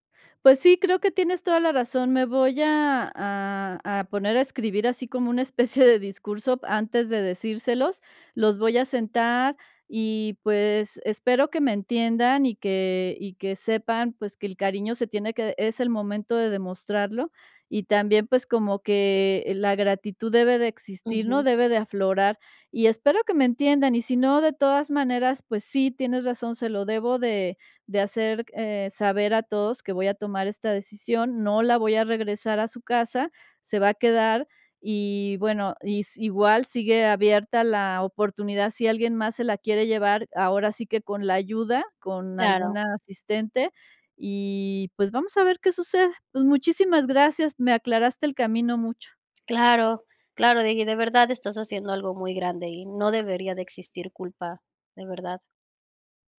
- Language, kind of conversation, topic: Spanish, advice, ¿Cómo puedo manejar la presión de cuidar a un familiar sin sacrificar mi vida personal?
- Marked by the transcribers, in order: laughing while speaking: "especie"